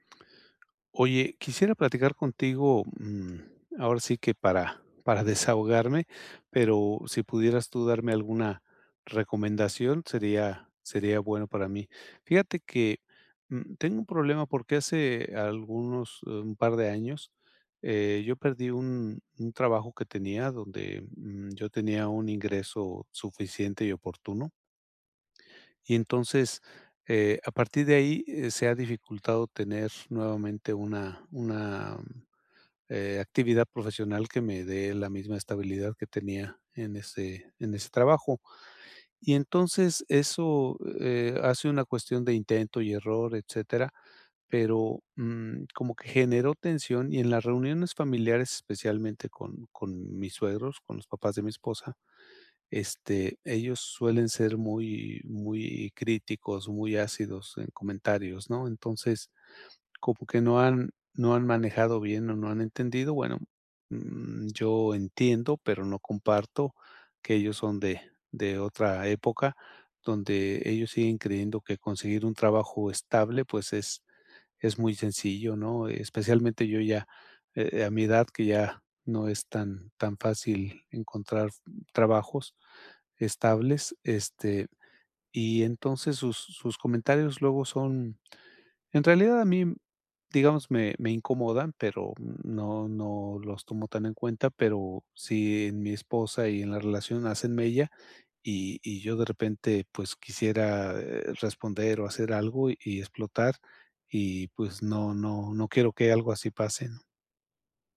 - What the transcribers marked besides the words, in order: tapping
- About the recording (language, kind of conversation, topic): Spanish, advice, ¿Cómo puedo mantener la calma cuando alguien me critica?